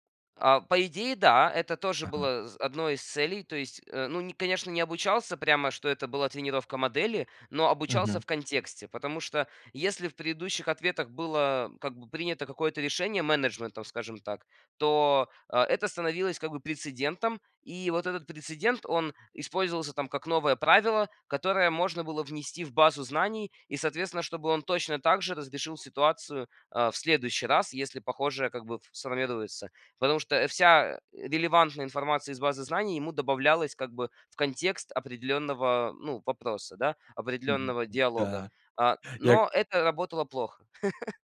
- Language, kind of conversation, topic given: Russian, podcast, Как вы выстраиваете доверие в команде?
- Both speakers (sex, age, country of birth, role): male, 18-19, Ukraine, guest; male, 30-34, Russia, host
- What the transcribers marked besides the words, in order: other background noise; chuckle